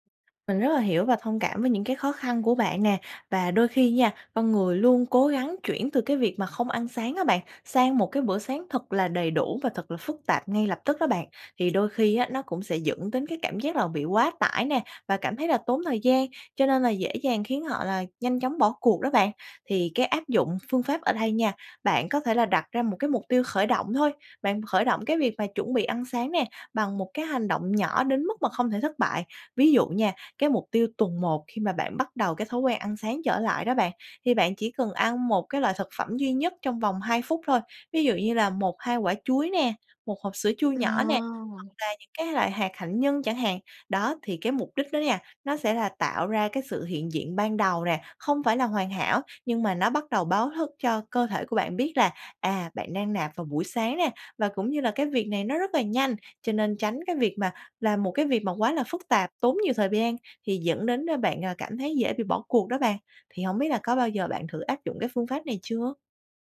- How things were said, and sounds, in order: tapping
- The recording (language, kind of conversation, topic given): Vietnamese, advice, Làm sao để duy trì một thói quen mới mà không nhanh nản?